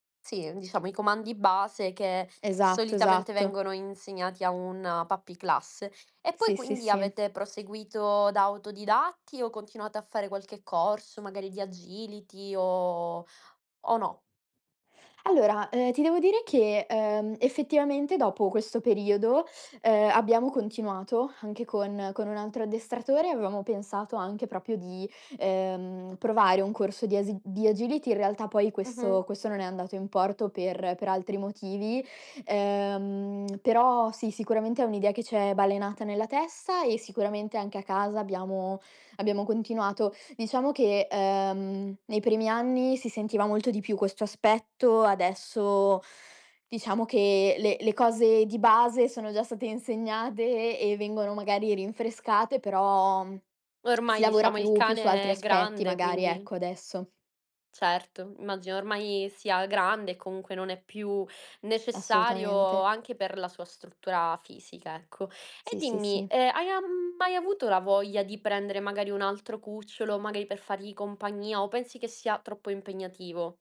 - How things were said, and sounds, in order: background speech; other background noise; tapping; in English: "puppy class"; in English: "agility"; "proprio" said as "propio"; in English: "agility"; tsk; tsk
- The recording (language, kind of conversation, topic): Italian, podcast, Qual è una scelta che ti ha cambiato la vita?
- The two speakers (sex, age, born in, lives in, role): female, 20-24, Italy, Italy, guest; female, 25-29, Italy, Italy, host